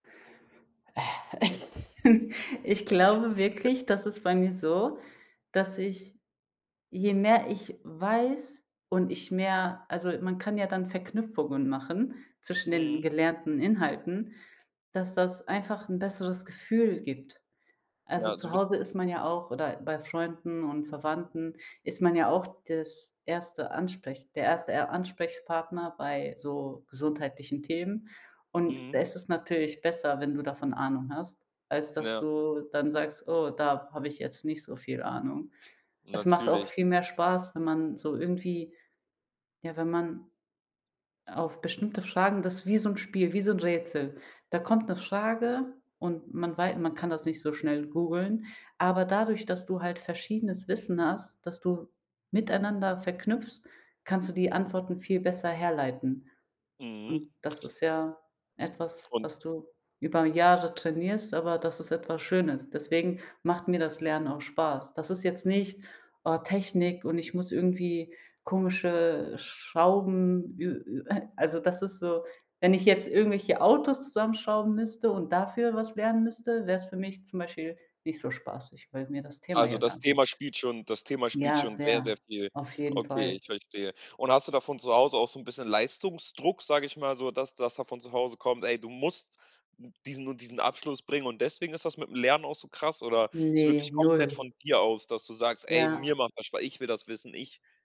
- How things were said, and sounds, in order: sigh; chuckle; giggle; other background noise; stressed: "musst"; stressed: "mir"
- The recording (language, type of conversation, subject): German, podcast, Wie motivierst du dich beim Lernen, ganz ehrlich?